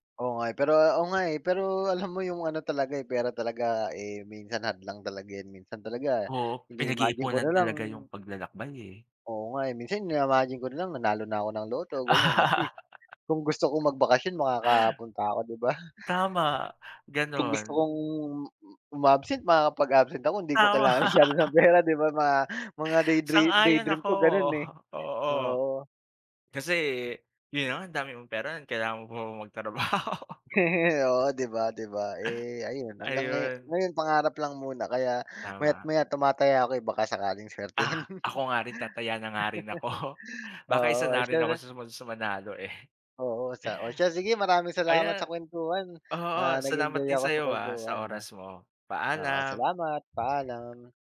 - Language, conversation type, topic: Filipino, unstructured, Ano ang mga benepisyo ng paglalakbay para sa iyo?
- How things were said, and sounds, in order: laugh; laugh; laughing while speaking: "masyado ng pera, 'di ba?"; laughing while speaking: "magtrabaho?"; laugh; tapping; laugh